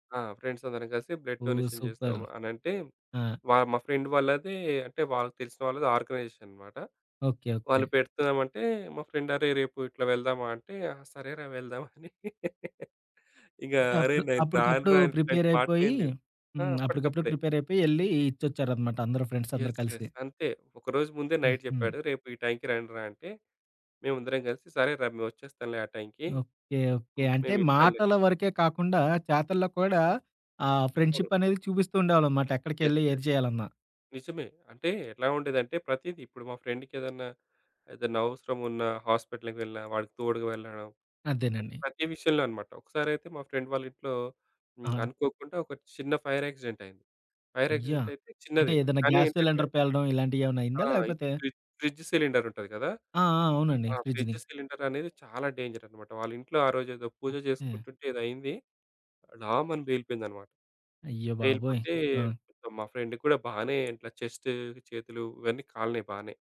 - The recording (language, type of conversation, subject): Telugu, podcast, రేడియో వినడం, స్నేహితులతో పక్కాగా సమయం గడపడం, లేక సామాజిక మాధ్యమాల్లో ఉండడం—మీకేం ఎక్కువగా ఆకర్షిస్తుంది?
- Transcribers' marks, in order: in English: "ఫ్రెండ్స్"; in English: "బ్లడ్ డొనేషన్"; in English: "సూపర్!"; in English: "ఫ్రెండ్"; in English: "ఆర్గనైజేషన్"; in English: "ఫ్రెండ్"; chuckle; in English: "ప్రిపేర్"; in English: "ప్రిపేర్"; in English: "ఫ్రెండ్స్"; in English: "యస్. యస్"; in English: "నైట్"; in English: "ఫ్రెండ్‌షిప్"; in English: "యస్. యస్"; other background noise; in English: "ఫ్రెండ్‌కి"; in English: "ఫ్రెండ్"; in English: "ఫైర్ ఆక్సిడెంట్"; in English: "ఫైర్ ఆక్సిడెంట్"; in English: "గ్యాస్ సిలిండర్"; in English: "ఫ్రిడ్ ఫ్రిడ్జ్ సిలిండర్"; in English: "ఫ్రిడ్జ్‌ది"; in English: "ఫ్రిడ్జ్ సిలిండర్"; in English: "డేంజర్"; in English: "ఫ్రెండ్"